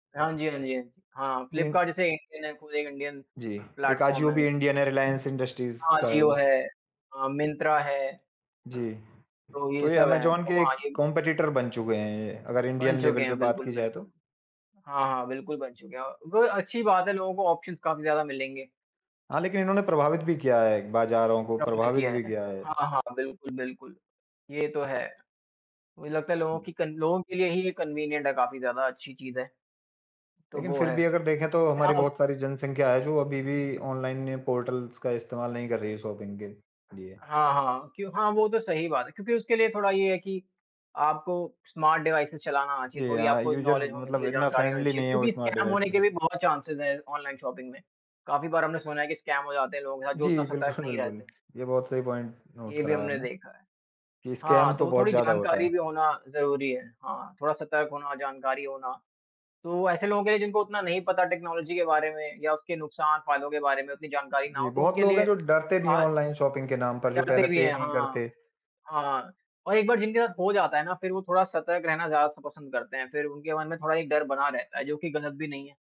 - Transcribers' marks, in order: in English: "इंडियन"; in English: "इंडियन प्लेटफ़ॉर्म"; other background noise; in English: "इंडियन"; tapping; in English: "कम्पेटिटर"; in English: "इंडियन लेवल"; in English: "ऑप्शंज़"; unintelligible speech; in English: "कन्वीनिएंट"; in English: "पोर्टल्स"; in English: "शॉपिंग"; in English: "स्मार्ट डिवाइसेज़"; in English: "नॉलेज"; in English: "यूज़र"; in English: "फ़्रेंडली"; in English: "स्कैम"; in English: "स्मार्ट डिवाइस"; in English: "चांसेज़"; in English: "ऑनलाइन शॉपिंग"; in English: "स्कैम"; laughing while speaking: "बिल्कुल, बिल्कुल"; in English: "पॉइंट नोट"; in English: "स्कैम"; in English: "टेक्नॉलॉज़ी"; in English: "ऑनलाइन शॉपिंग"; in English: "पे"
- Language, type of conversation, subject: Hindi, unstructured, क्या आप ऑनलाइन खरीदारी करना पसंद करते हैं या बाजार जाकर खरीदारी करना पसंद करते हैं?